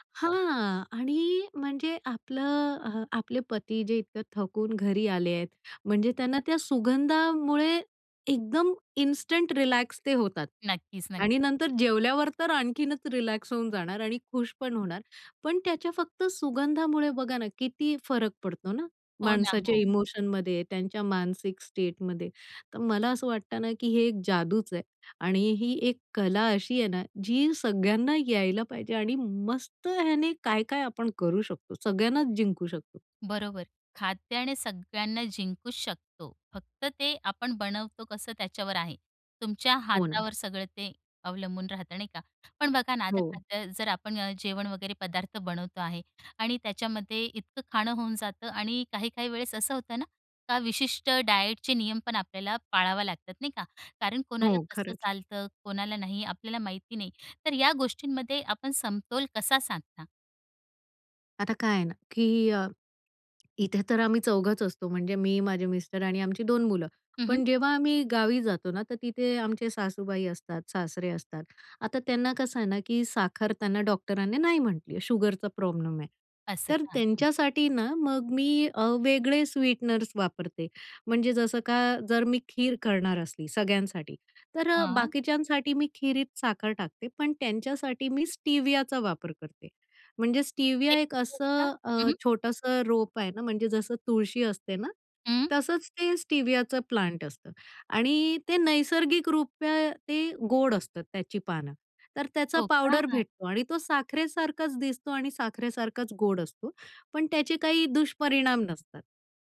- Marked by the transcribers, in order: other background noise; in English: "इन्स्टंट रिलॅक्स"; tapping; in English: "स्वीटनर्स"; unintelligible speech
- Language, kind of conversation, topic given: Marathi, podcast, खाण्यातून प्रेम आणि काळजी कशी व्यक्त कराल?